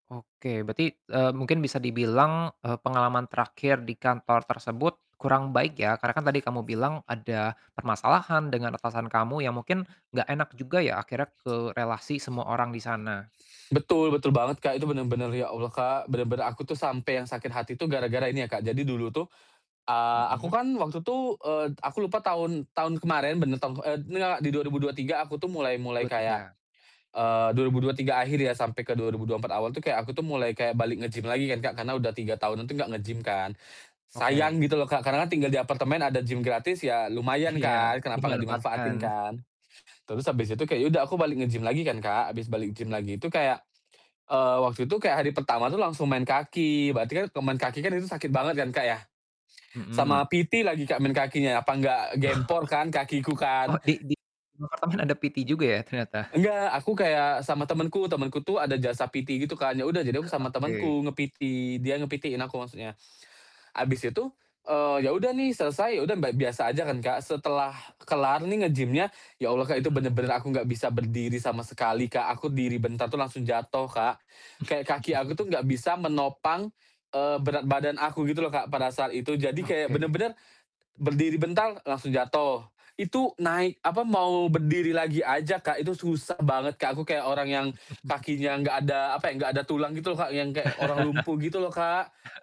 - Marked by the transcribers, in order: static; other background noise; laughing while speaking: "Iya, memanfaatkan"; in English: "PT"; laughing while speaking: "Oh"; in English: "PT"; in English: "PT"; in English: "nge-PT"; in English: "nge-PT-in"; distorted speech; chuckle; chuckle; laugh
- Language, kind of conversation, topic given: Indonesian, podcast, Bagaimana kamu menjaga batasan di lingkungan kerja?